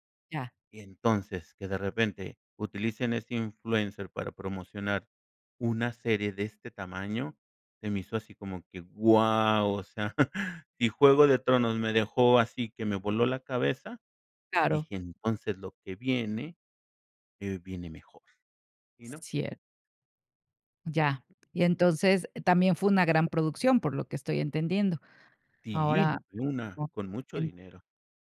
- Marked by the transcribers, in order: chuckle; unintelligible speech
- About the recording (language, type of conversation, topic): Spanish, podcast, ¿Cómo influyen las redes sociales en la popularidad de una serie?